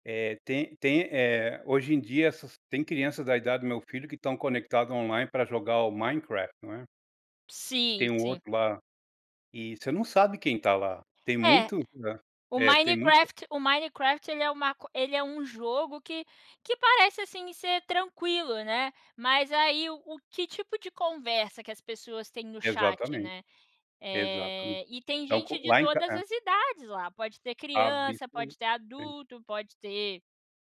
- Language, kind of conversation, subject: Portuguese, podcast, Como você redescobriu um hobby antigo?
- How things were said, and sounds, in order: in English: "online"; unintelligible speech